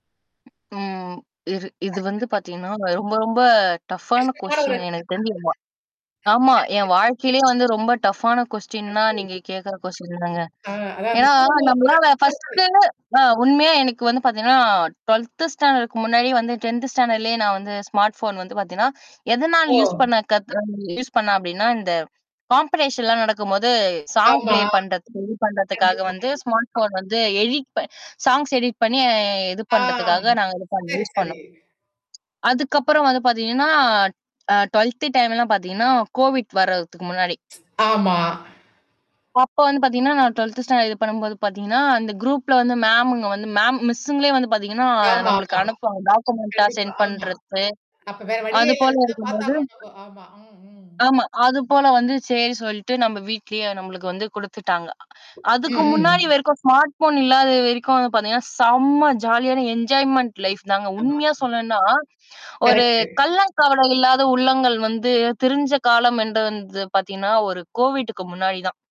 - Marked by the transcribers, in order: distorted speech; laugh; in English: "டஃப்பான கொஸ்டின்"; laughing while speaking: "நிச்சியமா ஒரு சரி, சரி"; mechanical hum; in English: "டஃப்பான கொஸ்டின்னா"; in English: "கொஸ்டின்"; in English: "ஃபர்ஸ்ட்டு"; in English: "டஃப்ஃபா"; in English: "ஸ்டாண்டர்ட்க்கு"; in English: "ஸ்டாண்டர்ட்லேயே"; in English: "ஸ்மார்ட் ஃபோன்"; in English: "யூஸ்"; other noise; in English: "யூஸ்"; in English: "காம்படிஷன்லாம்"; in English: "சாங் ப்ளே"; in English: "ஸ்மார்ட் ஃபோன்"; in English: "சாங்ஸ் எடிட்"; in English: "யூஸ்"; static; other background noise; in English: "ஸ்டாண்டர்ட்"; in English: "குரூப்ல"; in English: "மேமுங்க"; in English: "மேம் மிஸ்ஸுங்களே"; in English: "டாக்குமெண்டா சென்ட்"; tapping; in English: "ஸ்மார்ட் ஃபோன்"; in English: "ஜாலியான என்ஜாய்மென்ண்ட் லைஃப்"; in English: "கரெக்ட்டு"
- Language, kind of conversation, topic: Tamil, podcast, ஸ்மார்ட்போன் இல்லாமல் ஒரு நாள் வாழ வேண்டியிருந்தால், உங்கள் வாழ்க்கை எப்படி இருக்கும்?